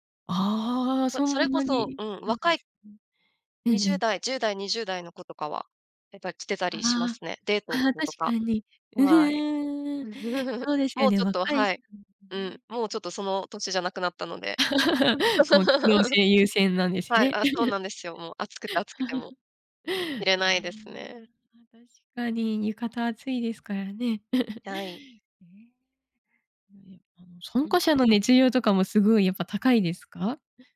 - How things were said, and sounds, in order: other background noise; chuckle; laugh; giggle; giggle
- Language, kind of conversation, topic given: Japanese, podcast, 祭りで特に好きなことは何ですか？